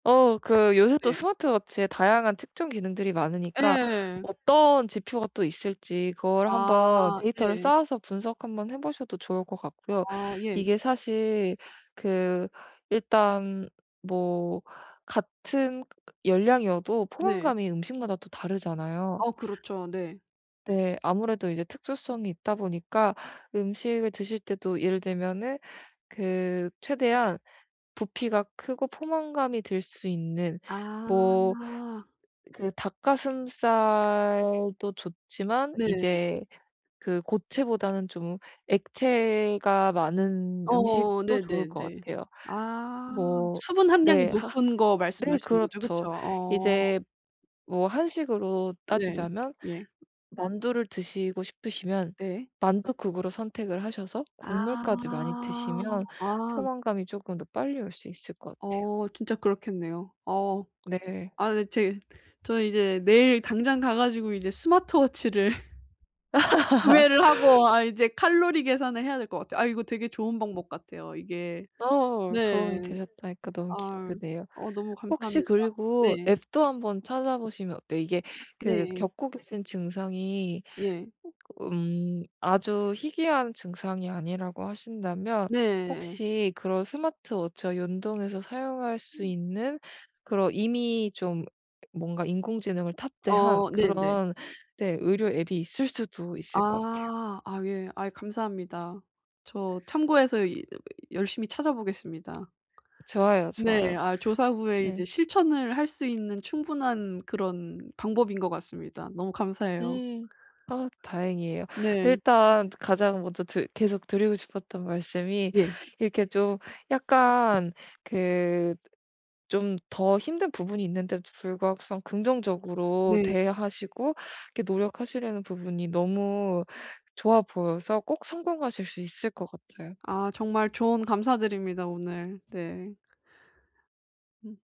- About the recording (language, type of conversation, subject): Korean, advice, 식욕과 포만감을 어떻게 구분할 수 있을까요?
- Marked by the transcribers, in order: tapping; in English: "스마트 워치에"; other background noise; in English: "스마트 워치를"; laugh; laughing while speaking: "구매를 하고"; laugh; laughing while speaking: "어"; in English: "스마트 워치와"